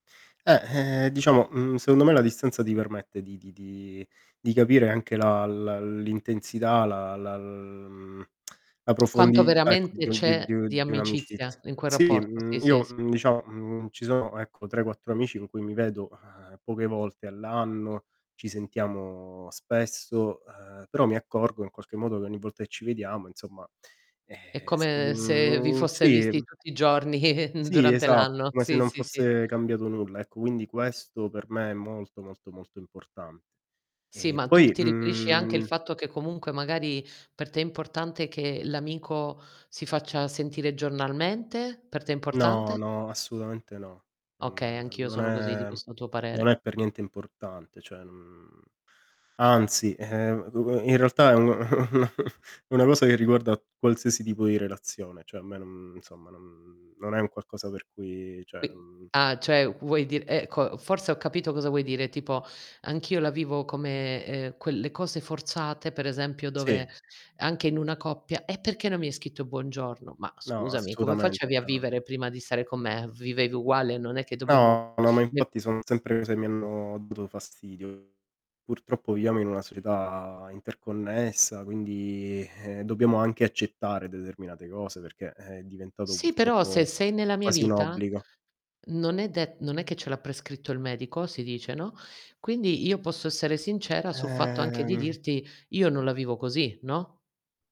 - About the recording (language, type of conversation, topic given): Italian, unstructured, Come definiresti una vera amicizia?
- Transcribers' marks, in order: tapping; drawn out: "di"; lip smack; distorted speech; drawn out: "mhmm"; laughing while speaking: "giorni"; chuckle; drawn out: "mhmm"; "assolutamente" said as "assutamente"; static; unintelligible speech; chuckle; drawn out: "non"; "cioè" said as "ceh"; "cioè" said as "ceh"; "assolutamente" said as "assutamente"; drawn out: "quindi"; drawn out: "Ehm"